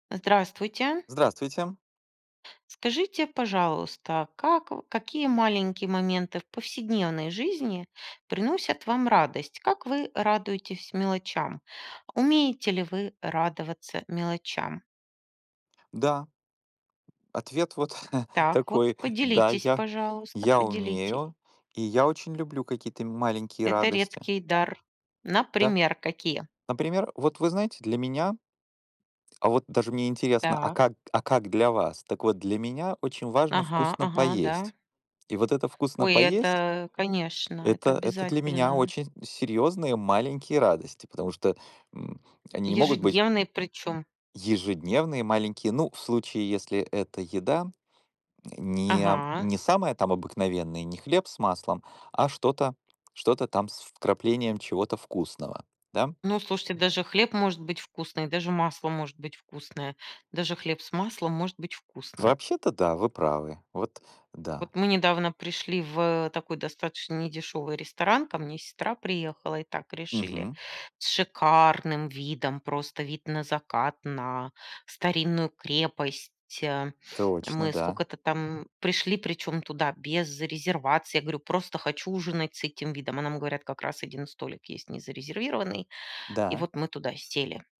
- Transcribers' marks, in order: tapping; chuckle; other background noise; background speech
- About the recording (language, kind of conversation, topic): Russian, unstructured, Как вы отмечаете маленькие радости жизни?